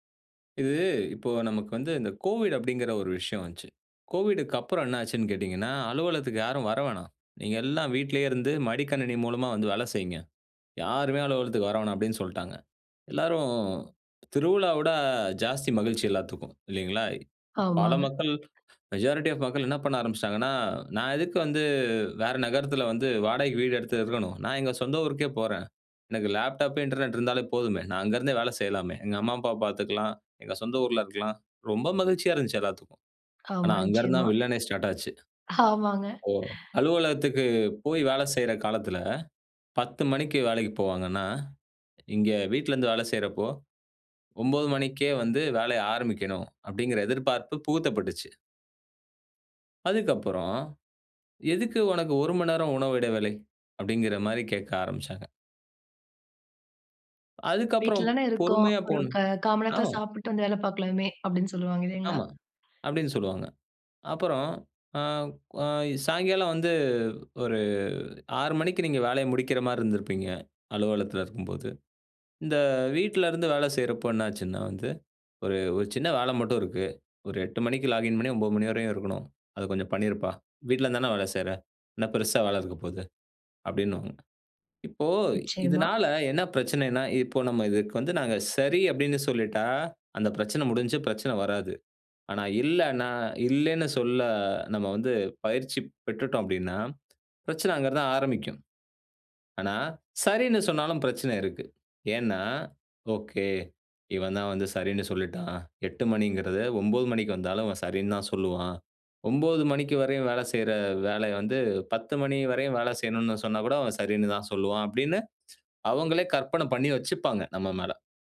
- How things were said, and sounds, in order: in English: "கோவிட்"; in English: "கோவிட்க்கு"; other background noise; in English: "மெஜாரிட்டி ஆஃப்"; in English: "லேப்டாப், இன்டர்நெட்"; laughing while speaking: "ஆமாங்க"; in English: "ஸ்டார்ட்"; in English: "லாகின்"; in English: "ஓகே"
- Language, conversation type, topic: Tamil, podcast, முன்னோர்கள் அல்லது குடும்ப ஆலோசனை உங்கள் தொழில் பாதைத் தேர்வில் எவ்வளவு தாக்கத்தைச் செலுத்தியது?